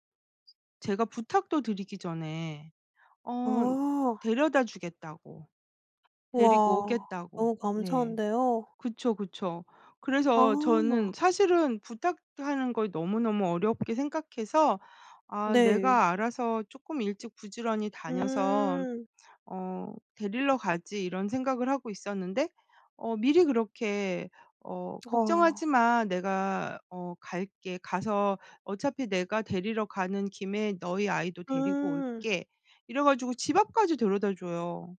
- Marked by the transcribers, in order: other background noise; tapping
- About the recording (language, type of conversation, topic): Korean, podcast, 동네에서 겪은 뜻밖의 친절 얘기 있어?